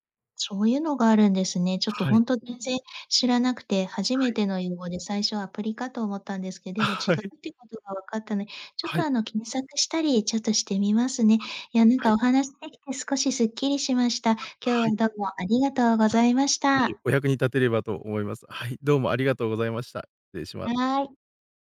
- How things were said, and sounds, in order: none
- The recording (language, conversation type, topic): Japanese, advice, 仕事が忙しくて休憩や休息を取れないのですが、どうすれば取れるようになりますか？